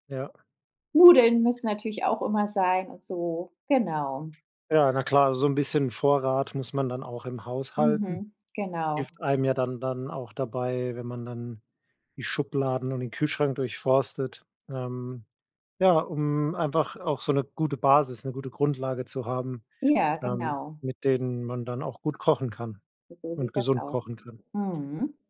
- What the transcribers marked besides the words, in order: other background noise
- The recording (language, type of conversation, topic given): German, podcast, Wie planst du deine Ernährung im Alltag?